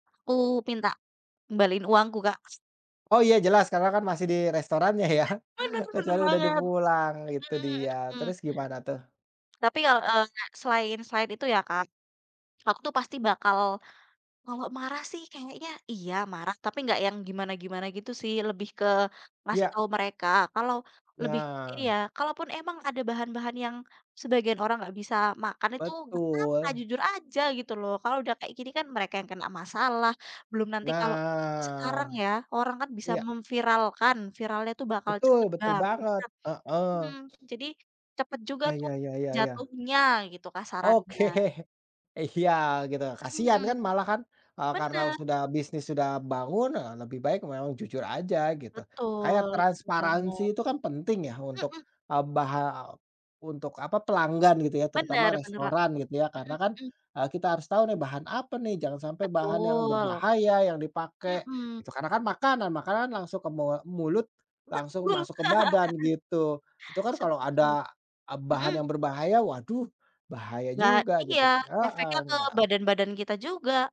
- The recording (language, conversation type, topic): Indonesian, unstructured, Apa yang membuat Anda marah ketika restoran tidak jujur tentang bahan makanan yang digunakan?
- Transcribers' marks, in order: laughing while speaking: "Bener"; laughing while speaking: "ya?"; drawn out: "Nah"; other background noise; laughing while speaking: "Oke. Iya"; laugh